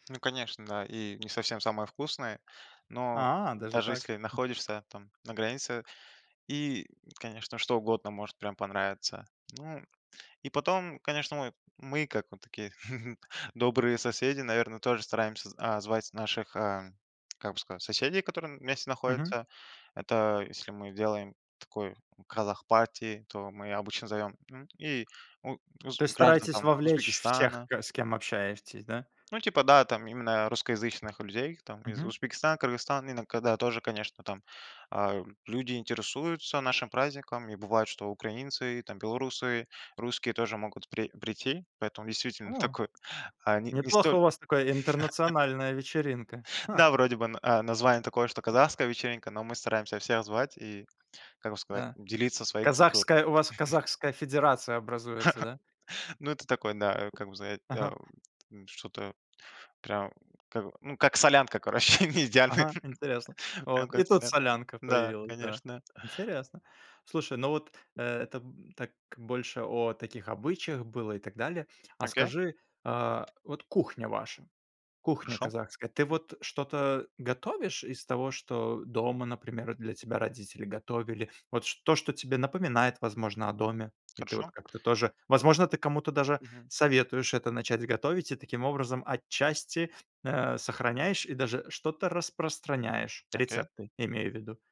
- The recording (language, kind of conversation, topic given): Russian, podcast, Как вы сохраняете родные обычаи вдали от родины?
- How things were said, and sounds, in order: chuckle; chuckle; chuckle; tapping; laughing while speaking: "короче, не идеальная"